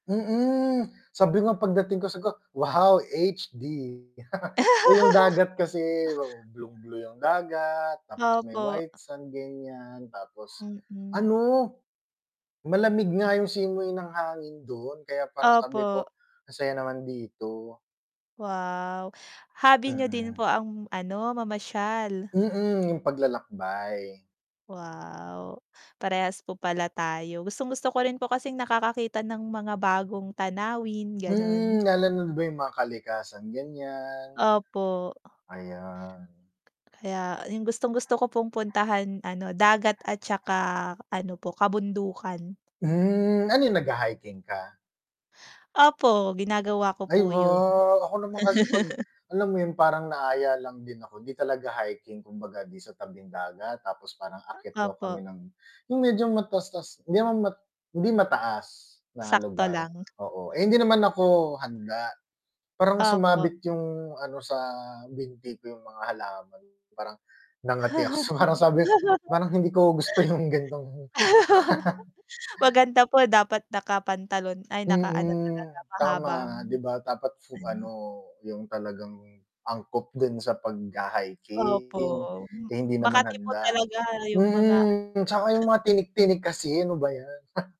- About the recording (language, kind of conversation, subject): Filipino, unstructured, Paano ka nagsimula sa paborito mong libangan?
- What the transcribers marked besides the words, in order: tapping; static; "siguro" said as "sigo"; distorted speech; chuckle; laugh; other background noise; mechanical hum; dog barking; chuckle; "mataas-taas" said as "matastas"; chuckle; laugh; laugh; chuckle; chuckle